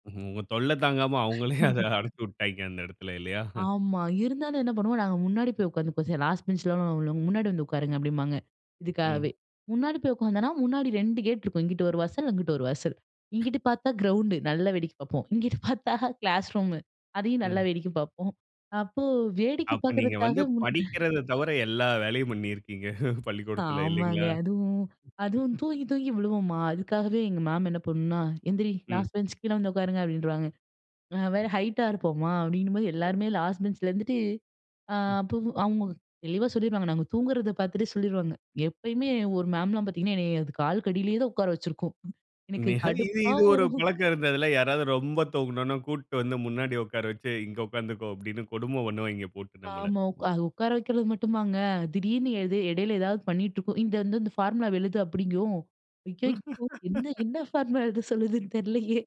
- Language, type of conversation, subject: Tamil, podcast, சிறந்த நண்பர்களோடு நேரம் கழிப்பதில் உங்களுக்கு மகிழ்ச்சி தருவது என்ன?
- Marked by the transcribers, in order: laughing while speaking: "உங்க தொல்லை தாங்காம, அவுங்களே அத அடைச்சு விட்டாய்ங்க, அந்த எடத்தில. இல்லையா?"; laugh; in English: "லாஸ்ட்"; "உள்ளவங்கலாம்" said as "உள்ளவங்"; other noise; in English: "கிரவுண்டு"; laughing while speaking: "இங்கிட்டு பார்த்தா கிளாஸ் ரூம். அதையும் நல்லா வேடிக்கை பார்ப்போம். அப்போ வேடிக்கை பார்க்கறதுக்காகவே முன்"; in English: "கிளாஸ் ரூம்"; laughing while speaking: "பண்ணியிருக்கீங்க, பள்ளிக்கூடத்தில. இல்லைங்களா?"; laughing while speaking: "ஆமாங்க"; in English: "லாஸ்ட்"; in English: "ஹைட்டா"; in English: "லாஸ்ட்"; other background noise; laughing while speaking: "நிக இது இது ஒரு பழக்கம் … பண்ணுவாய்ங்கே, போட்டு நம்மள"; tapping; laughing while speaking: "வரும்"; laughing while speaking: "ஆமா"; in English: "ஃபார்முலாவ"; laugh; laughing while speaking: "என்ன என்ன ஃபார்முலா எழுத சொல்லுதுன்னு தெரிலையே!"; in English: "ஃபார்முலா"